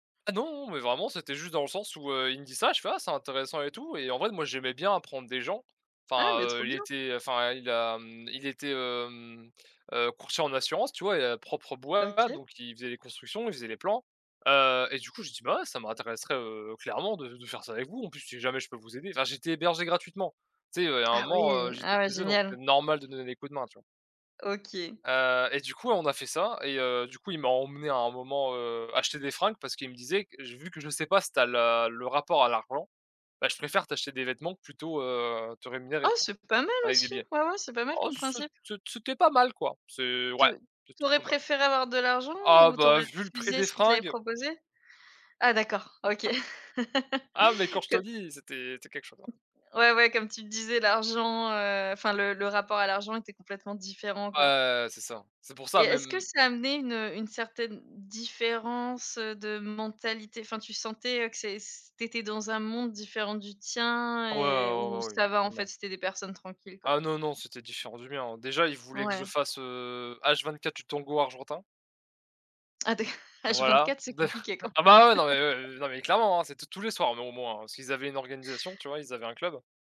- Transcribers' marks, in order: stressed: "normal"; other background noise; laugh; chuckle; chuckle
- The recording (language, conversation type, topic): French, unstructured, Comment expliques-tu l’importance d’économiser de l’argent dès le plus jeune âge ?